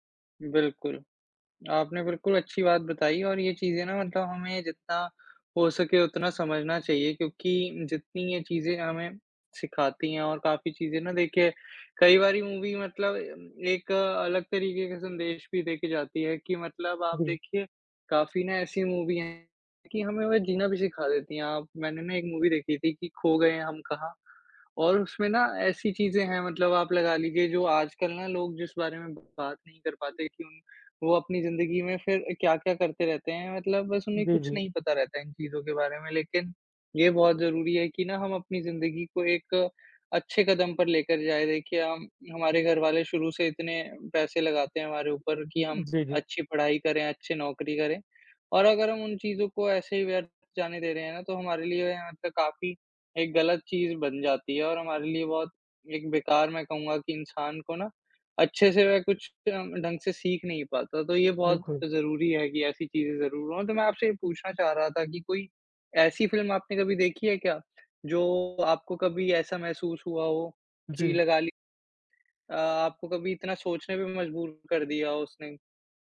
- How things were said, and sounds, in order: tapping; in English: "मूवी"; in English: "मूवी"; in English: "मूवी"; other background noise
- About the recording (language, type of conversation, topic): Hindi, unstructured, क्या फिल्मों में मनोरंजन और संदेश, दोनों का होना जरूरी है?